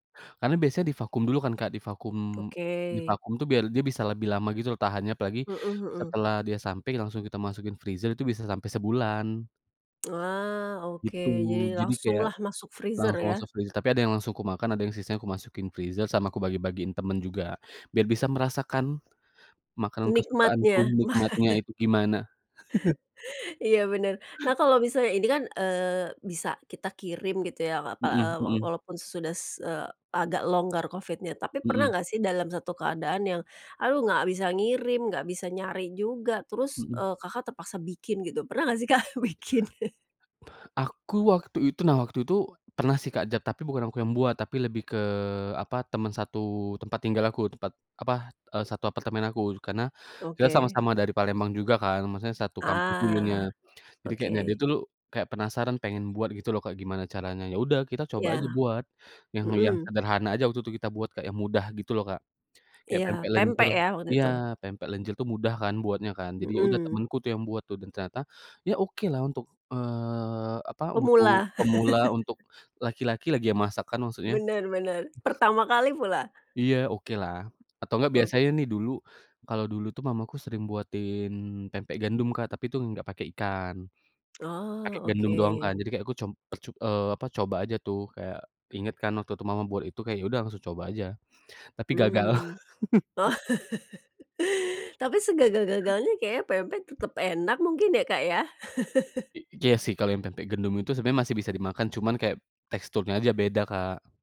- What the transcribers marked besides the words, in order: tapping; in English: "freezer"; tongue click; drawn out: "Wah"; in English: "freezer"; in English: "freeze"; other background noise; in English: "freezer"; chuckle; in English: "Kak bikin?"; chuckle; inhale; chuckle; sniff; laughing while speaking: "Oh"; inhale; chuckle; other noise; chuckle
- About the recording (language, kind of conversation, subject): Indonesian, podcast, Apakah ada makanan khas keluarga yang selalu hadir saat ada acara penting?